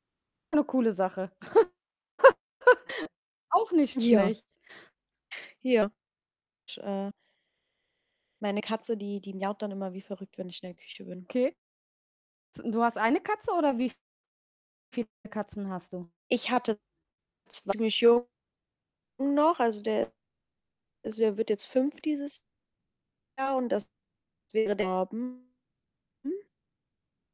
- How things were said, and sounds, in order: giggle; distorted speech; unintelligible speech; tapping; unintelligible speech; unintelligible speech
- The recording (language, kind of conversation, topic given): German, unstructured, Magst du Tiere, und wenn ja, warum?